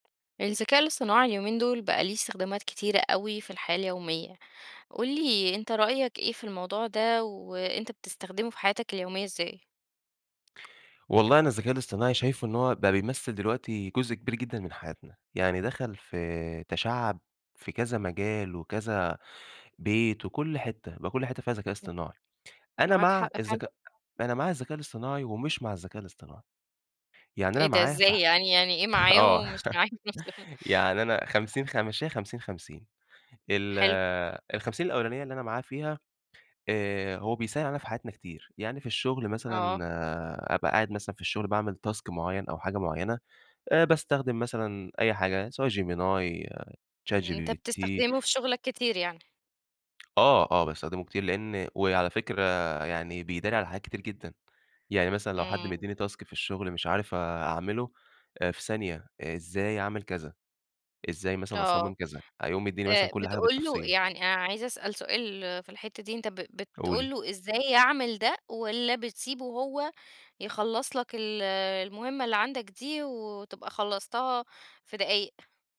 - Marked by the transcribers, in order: tapping; laughing while speaking: "آه"; laugh; laughing while speaking: "ومش معاه في نفس"; in English: "task"; in English: "task"
- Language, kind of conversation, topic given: Arabic, podcast, إيه رأيك في تأثير الذكاء الاصطناعي على حياتنا اليومية؟